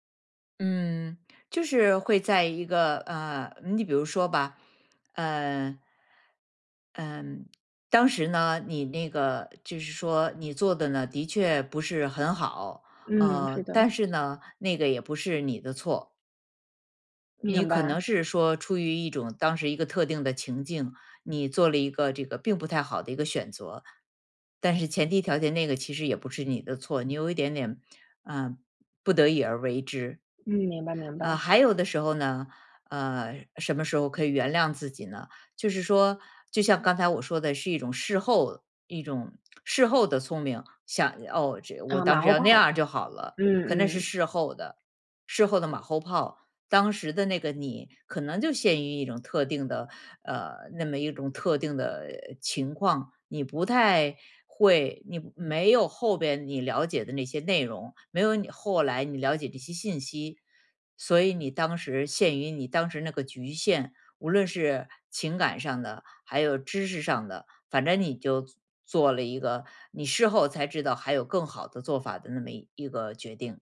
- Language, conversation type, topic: Chinese, podcast, 什么时候该反思，什么时候该原谅自己？
- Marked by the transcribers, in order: other background noise